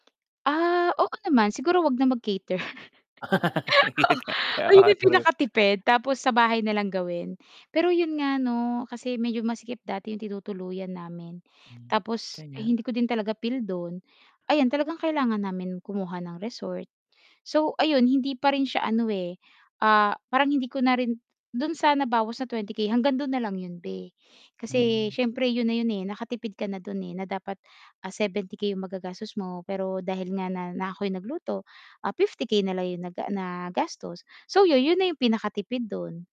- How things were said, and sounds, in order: chuckle; laughing while speaking: "Oo"; laugh; mechanical hum; laughing while speaking: "Yun nga, ah, true"; static
- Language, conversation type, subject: Filipino, podcast, Paano ka nagbabadyet kapag magluluto ka para sa isang okasyon?